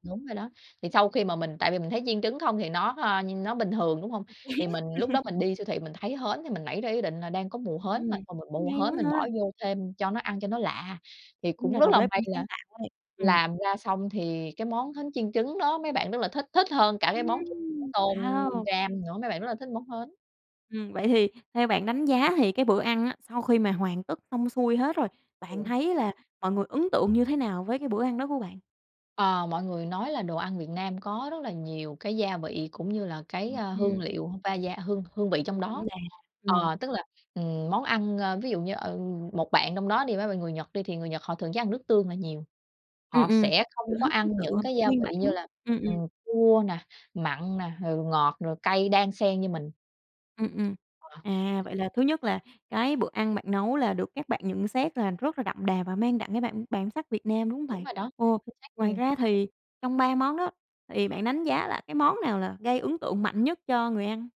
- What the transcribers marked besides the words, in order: laugh; unintelligible speech; tapping
- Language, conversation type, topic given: Vietnamese, podcast, Bạn có thể kể về bữa ăn bạn nấu khiến người khác ấn tượng nhất không?